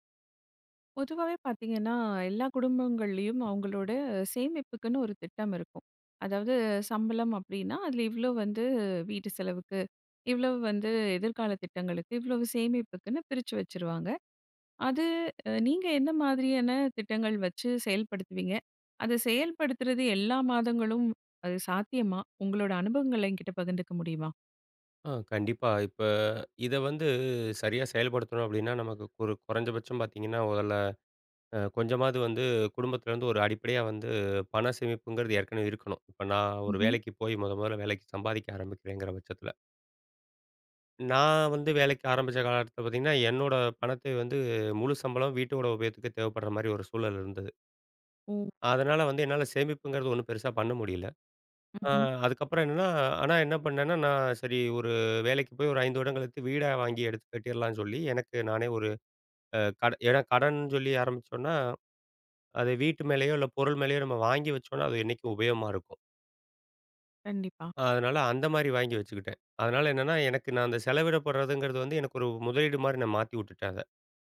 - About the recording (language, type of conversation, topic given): Tamil, podcast, பணத்தை இன்றே செலவிடலாமா, சேமிக்கலாமா என்று நீங்கள் எப்படி முடிவு செய்கிறீர்கள்?
- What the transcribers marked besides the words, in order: other background noise; drawn out: "இப்ப"; drawn out: "வந்து"; drawn out: "வந்து"